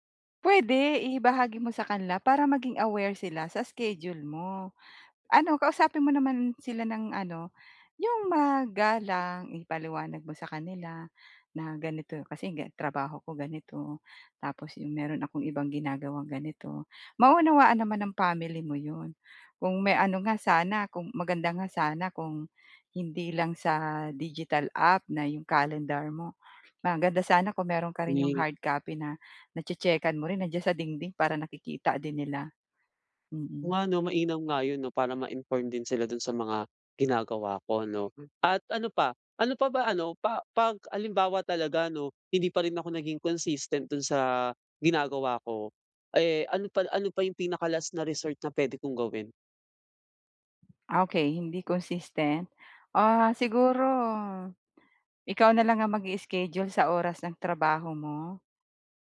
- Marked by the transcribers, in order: other background noise
- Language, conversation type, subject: Filipino, advice, Paano ko masusubaybayan nang mas madali ang aking mga araw-araw na gawi?